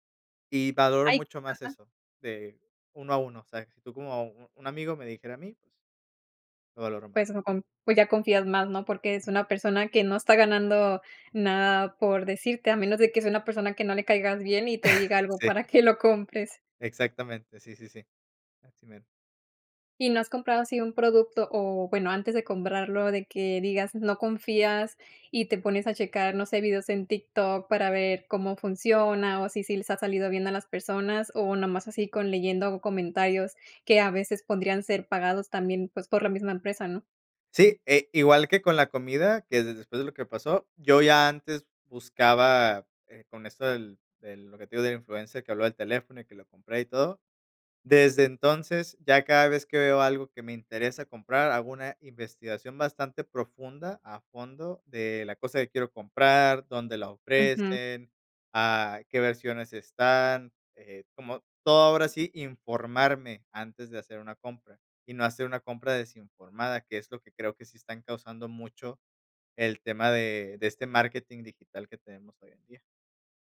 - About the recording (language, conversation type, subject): Spanish, podcast, ¿Cómo influyen las redes sociales en lo que consumimos?
- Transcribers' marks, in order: other background noise; chuckle